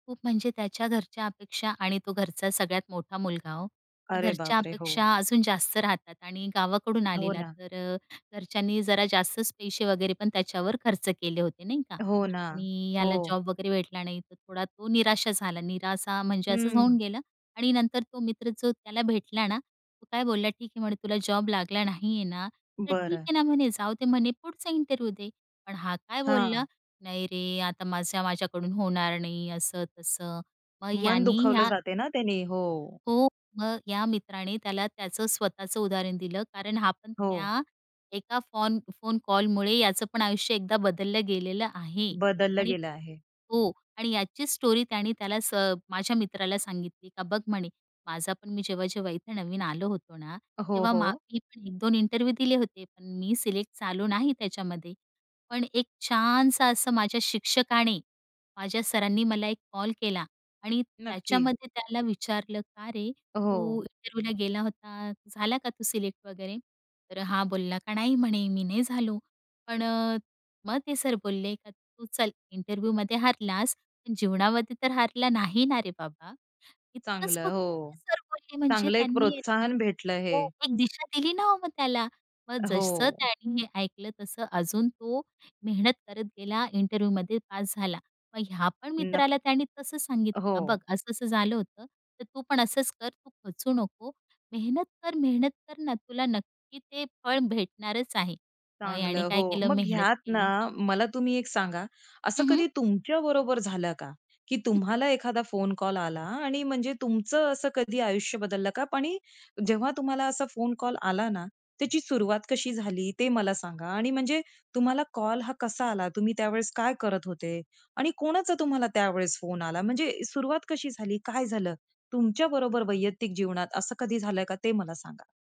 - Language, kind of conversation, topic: Marathi, podcast, एका फोन कॉलने तुमचं आयुष्य कधी बदललं आहे का?
- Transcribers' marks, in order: tapping; other background noise; in English: "इंटरव्ह्यू"; in English: "स्टोरी"; in English: "इंटरव्ह्यू"; in English: "इंटरव्ह्यूला"; in English: "इंटरव्ह्यूमध्ये"; in English: "इंटरव्ह्यूमध्ये"; chuckle